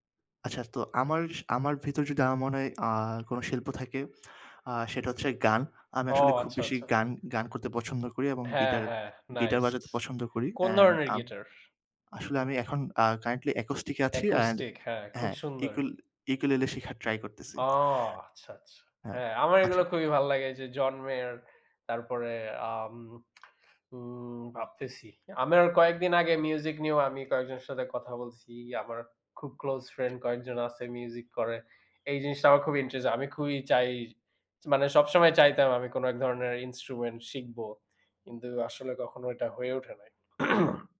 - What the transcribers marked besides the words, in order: other background noise; lip smack; bird; throat clearing
- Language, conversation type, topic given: Bengali, unstructured, আপনি কি সব ধরনের শিল্পকর্ম তৈরি করতে চান, নাকি সব ধরনের খেলায় জিততে চান?
- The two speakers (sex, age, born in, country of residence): male, 20-24, Bangladesh, Bangladesh; male, 25-29, Bangladesh, Bangladesh